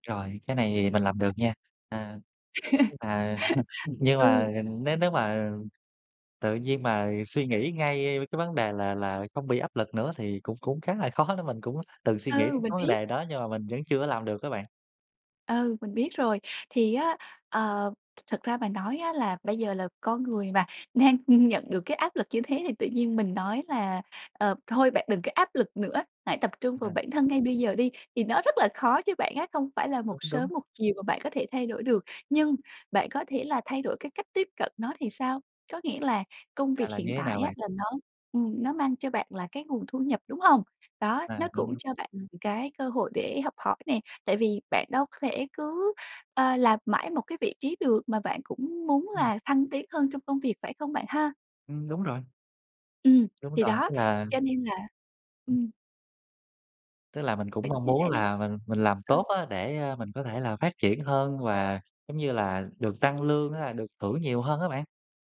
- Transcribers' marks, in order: tapping; laugh; laughing while speaking: "khó"; lip smack; laughing while speaking: "nên"; laugh; other background noise
- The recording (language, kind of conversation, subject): Vietnamese, advice, Làm sao để giảm tình trạng mơ hồ tinh thần và cải thiện khả năng tập trung?